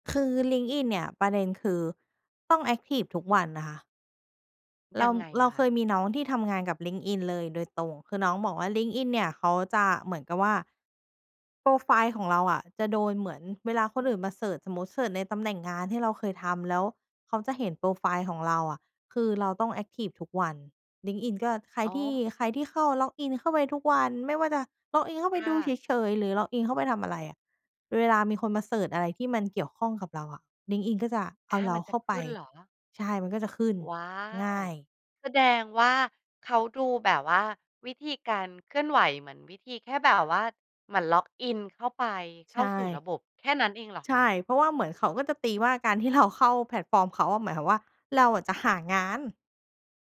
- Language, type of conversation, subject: Thai, podcast, เล่าเรื่องการใช้โซเชียลเพื่อหางานหน่อยได้ไหม?
- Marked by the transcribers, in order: other background noise